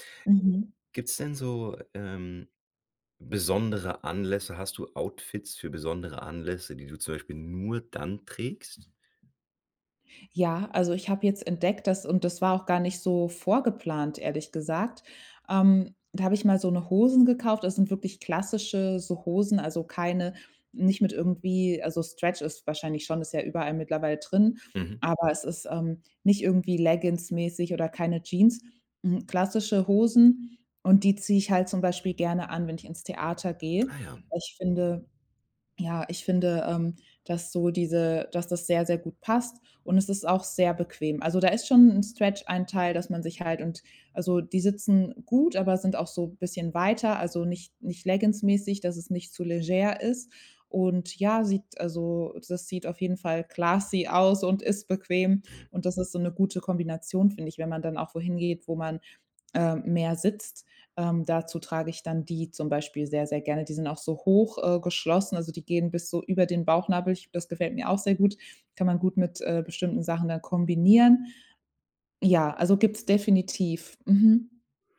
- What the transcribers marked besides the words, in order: stressed: "nur dann"; other background noise; in English: "classy"
- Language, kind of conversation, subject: German, podcast, Gibt es ein Kleidungsstück, das dich sofort selbstsicher macht?